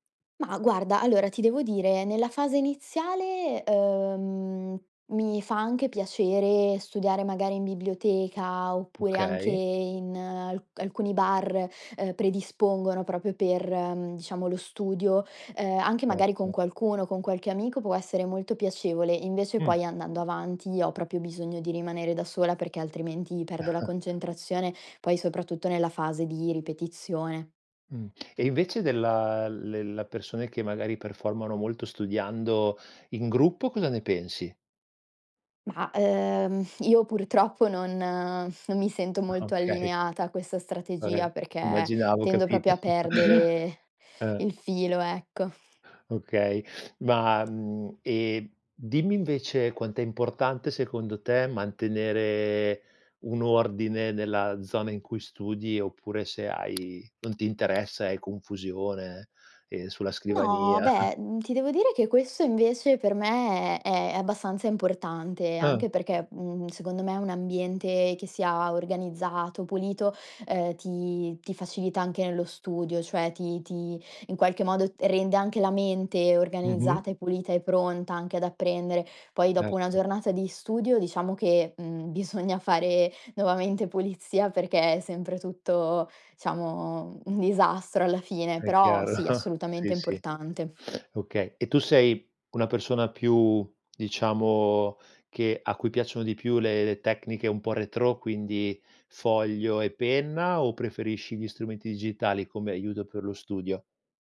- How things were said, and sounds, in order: chuckle; exhale; tapping; other background noise; laughing while speaking: "Okay"; "proprio" said as "propio"; laughing while speaking: "capito"; chuckle; chuckle; laughing while speaking: "bisogna"; "diciamo" said as "ciamo"; chuckle
- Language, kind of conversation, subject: Italian, podcast, Come costruire una buona routine di studio che funzioni davvero?